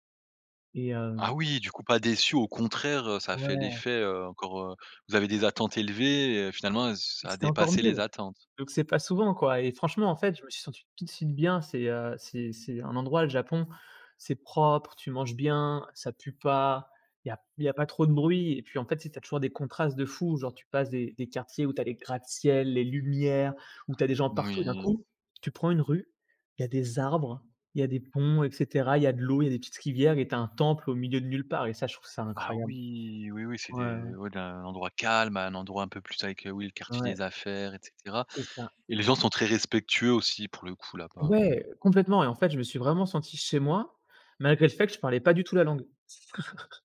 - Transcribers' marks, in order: stressed: "Ouais"; stressed: "les lumières"; drawn out: "oui !"; stressed: "calme"; chuckle
- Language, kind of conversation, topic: French, podcast, Dans quel contexte te sens-tu le plus chez toi ?